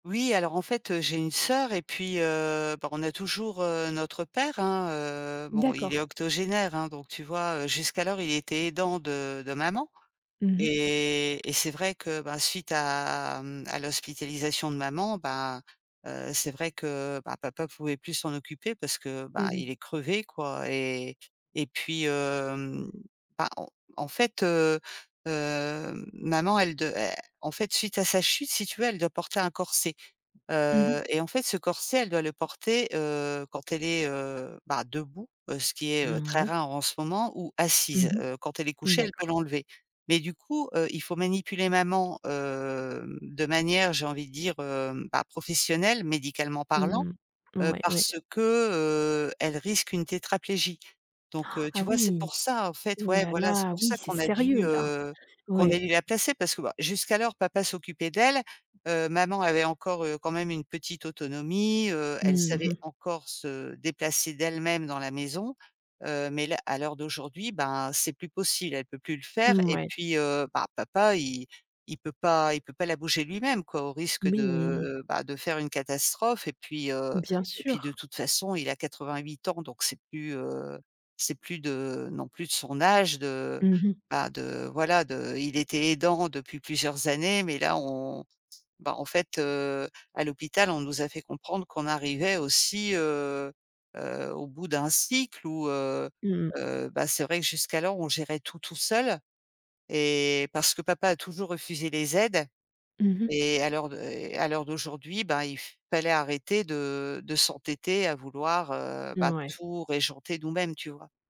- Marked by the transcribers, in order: drawn out: "à"; other background noise; drawn out: "hem"; gasp
- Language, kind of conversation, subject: French, advice, Comment prenez-vous soin d’un proche malade ou âgé, et comment réaménagez-vous votre emploi du temps pour y parvenir ?